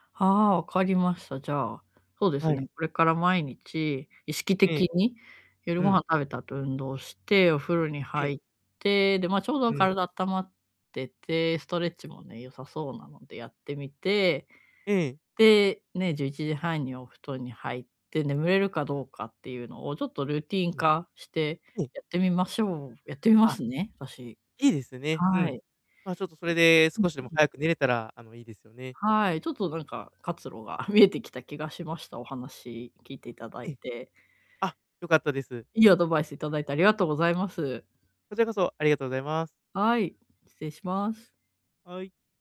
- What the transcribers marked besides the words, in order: unintelligible speech
- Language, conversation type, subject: Japanese, advice, 就寝前のルーティンをどうやって習慣化して徹底できますか？
- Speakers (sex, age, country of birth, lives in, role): female, 35-39, Japan, Japan, user; male, 30-34, Japan, Japan, advisor